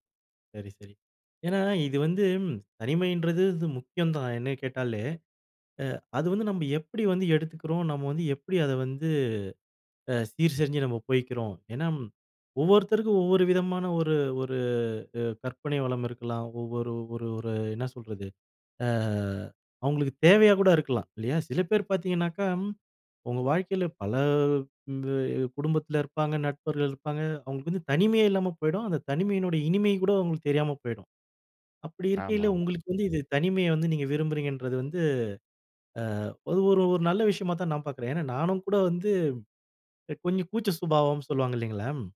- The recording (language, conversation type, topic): Tamil, podcast, தனிமை என்றால் உங்களுக்கு என்ன உணர்வு தருகிறது?
- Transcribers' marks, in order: other background noise; "நண்பர்கள்" said as "நட்பர்கள்"; background speech